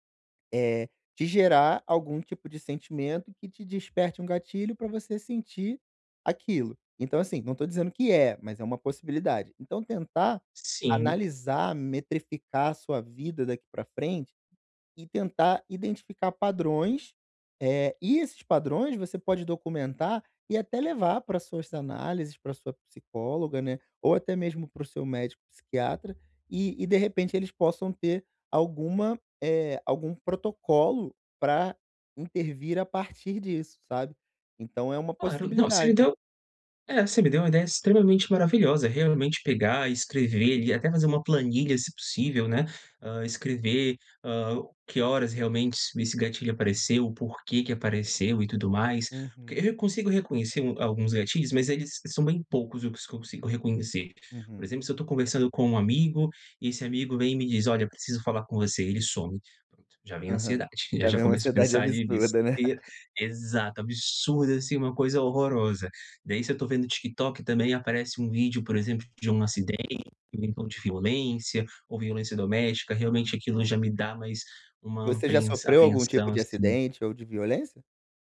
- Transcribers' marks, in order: laugh
- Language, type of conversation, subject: Portuguese, advice, Como posso responder com autocompaixão quando minha ansiedade aumenta e me assusta?